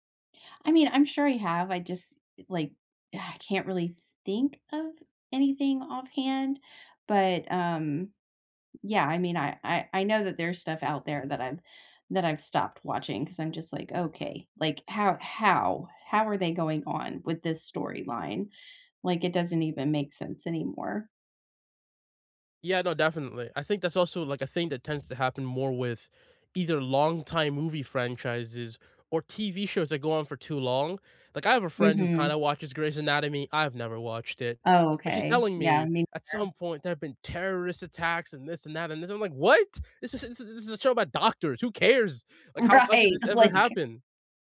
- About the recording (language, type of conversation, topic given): English, unstructured, What movie can you watch over and over again?
- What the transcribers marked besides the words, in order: exhale; stressed: "What?"; laughing while speaking: "Right, like"